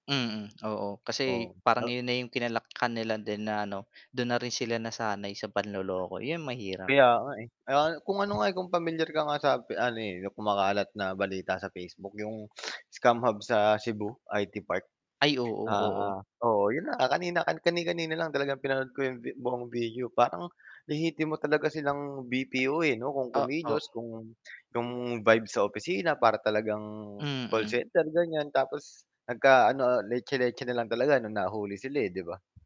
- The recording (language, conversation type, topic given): Filipino, unstructured, Paano mo haharapin ang mga taong nanlilinlang at kumukuha ng pera ng iba?
- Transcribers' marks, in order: tongue click; tapping; other background noise; sniff; in English: "scam hub"; mechanical hum; distorted speech